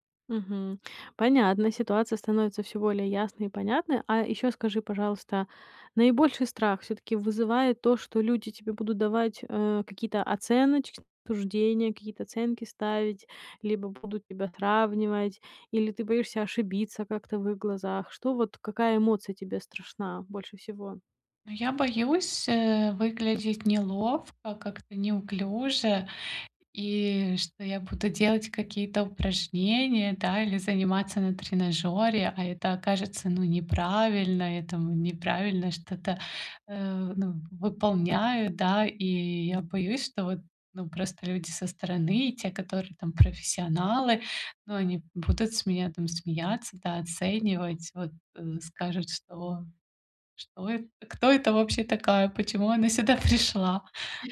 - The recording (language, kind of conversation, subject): Russian, advice, Как мне начать заниматься спортом, не боясь осуждения окружающих?
- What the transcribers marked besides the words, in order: tapping; laughing while speaking: "сюда пришла?"